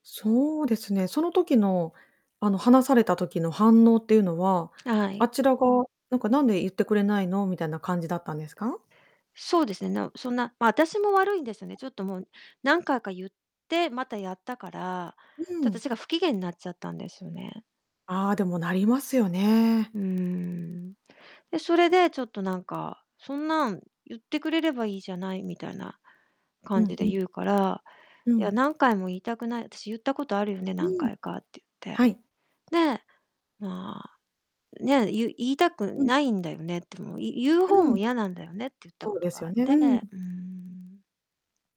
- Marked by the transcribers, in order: distorted speech
- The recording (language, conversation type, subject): Japanese, advice, 家事や育児の分担が不公平だと感じるのはなぜですか？